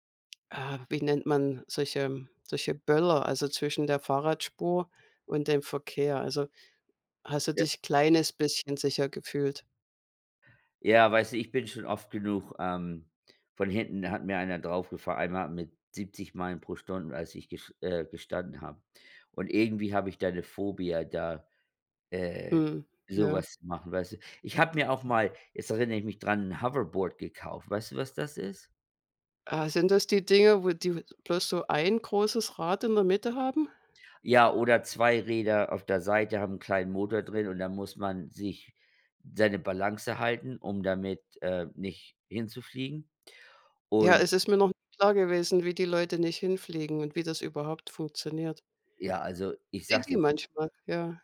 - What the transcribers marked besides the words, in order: in English: "Phobia"; put-on voice: "Hoverboard"
- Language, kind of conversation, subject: German, unstructured, Was war das ungewöhnlichste Transportmittel, das du je benutzt hast?